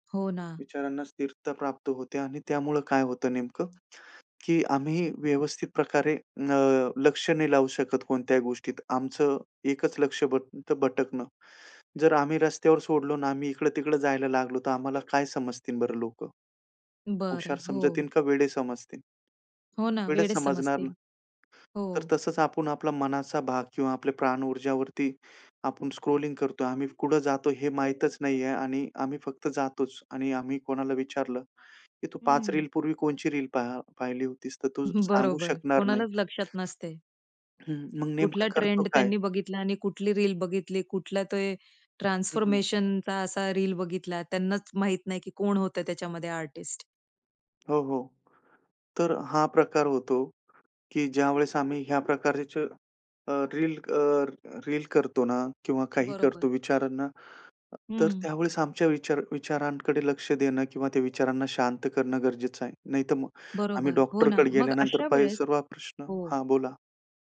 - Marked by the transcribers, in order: tapping; other background noise; in English: "स्क्रॉलिंग"; chuckle; in English: "ट्रान्सफॉर्मेशनचा"
- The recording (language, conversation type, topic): Marathi, podcast, फोनचा वापर तुमच्या ऊर्जेवर कसा परिणाम करतो, असं तुम्हाला वाटतं?